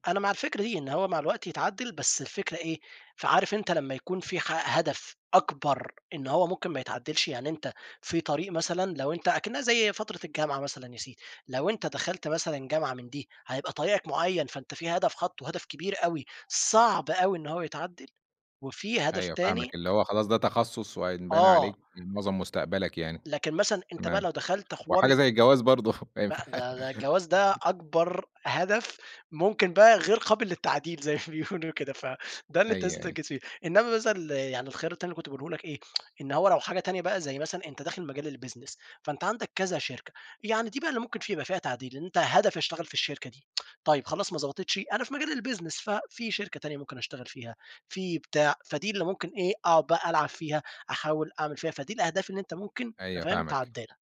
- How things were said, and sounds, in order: tapping; chuckle; laughing while speaking: "ما ينفع"; laughing while speaking: "زي ما بيقولوا كده"; tsk; in English: "الBusiness"; tsk; in English: "الBusiness"
- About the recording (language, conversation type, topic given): Arabic, podcast, إيه أول خطوة بتعملها لما تحب تبني عادة من جديد؟